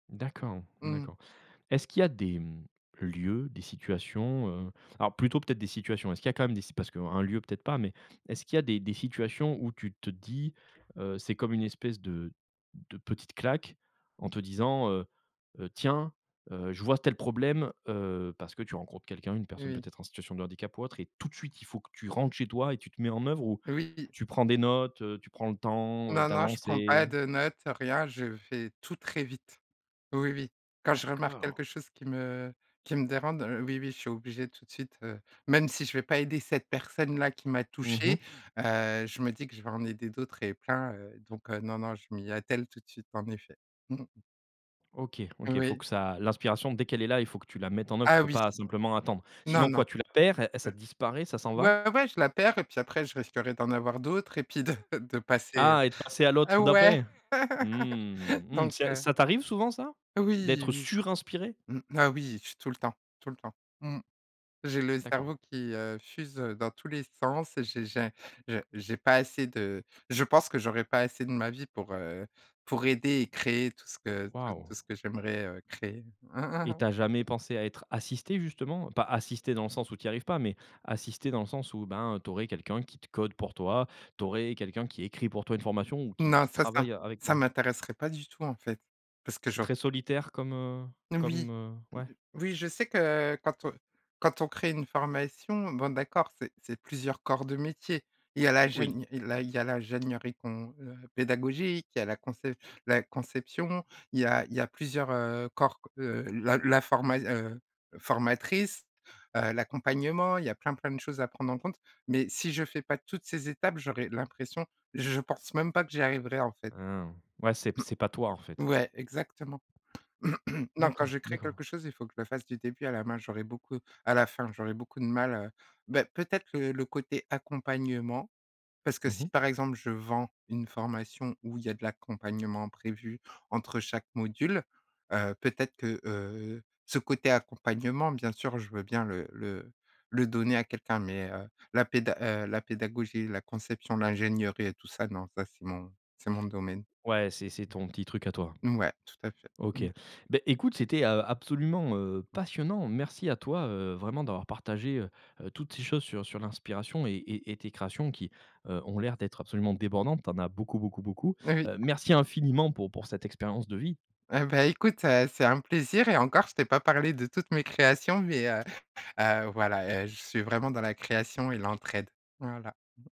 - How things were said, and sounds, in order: stressed: "tout de suite"; "dérange" said as "dérande"; other noise; stressed: "perds"; laughing while speaking: "de"; laugh; stressed: "surinspirée"; chuckle; "l'ingénierie" said as "l'ingégneurie"; cough; "l'ingénierie" said as "l'ingégneurie"; other background noise; chuckle
- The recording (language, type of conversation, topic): French, podcast, Qu'est-ce qui t'inspire le plus quand tu crées ?